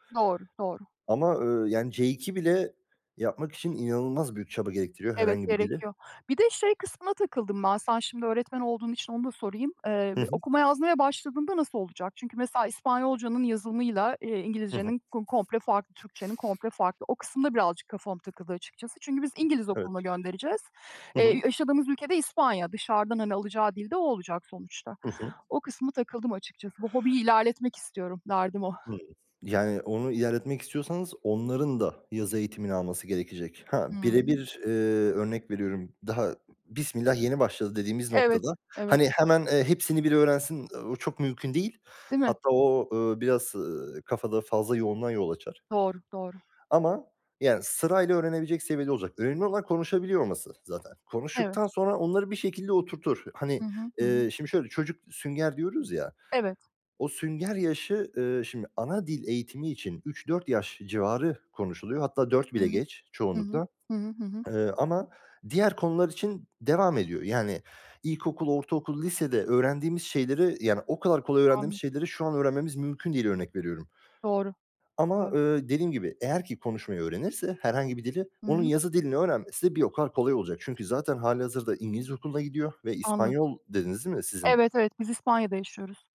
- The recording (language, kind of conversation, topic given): Turkish, unstructured, Hobileriniz sayesinde öğrendiğiniz ilginç bir bilgiyi paylaşır mısınız?
- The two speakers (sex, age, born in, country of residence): female, 45-49, Turkey, Spain; male, 25-29, Turkey, Germany
- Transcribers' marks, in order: tapping; other background noise; other noise